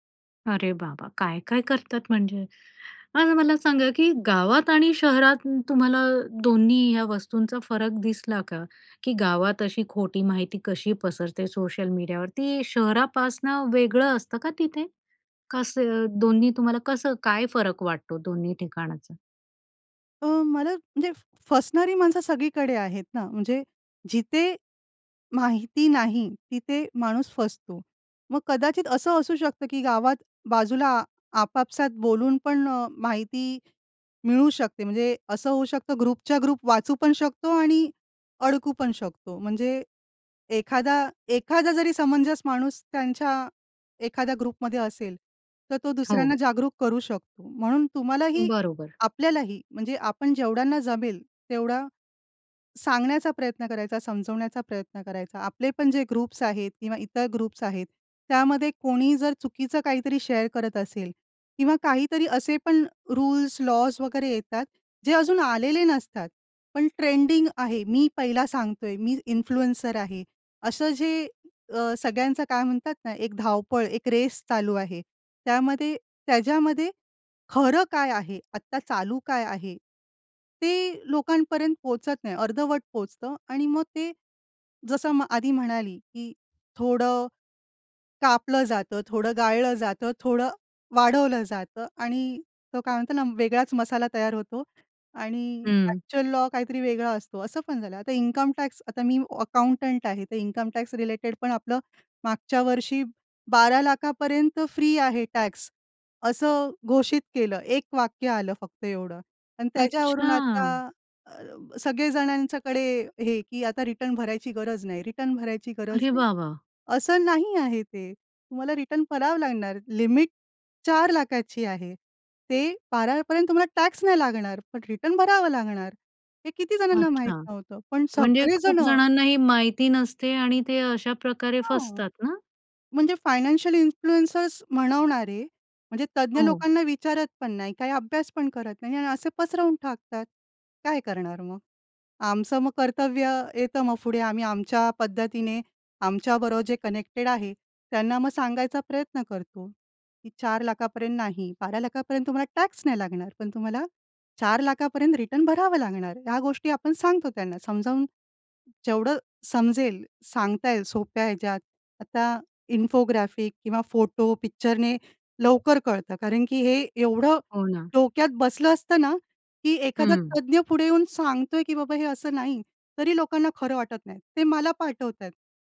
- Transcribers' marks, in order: tapping; in English: "ग्रुपच्या ग्रुप"; in English: "ग्रुपमध्ये"; in English: "ग्रुप्स"; in English: "ग्रुप्स"; in English: "शेअर"; in English: "रूल्स, लॉज"; in English: "इन्फ्लुएन्सर"; in English: "एक्चुअल लॉ"; in English: "अकाउंटंट"; other background noise; in English: "फायनान्शियल इन्फ्लुएंसर्स"; "पुढे" said as "फुडे"; in English: "कनेक्टेड"; in English: "इन्फोग्राफिक"
- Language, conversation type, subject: Marathi, podcast, सोशल मिडियावर खोटी माहिती कशी पसरते?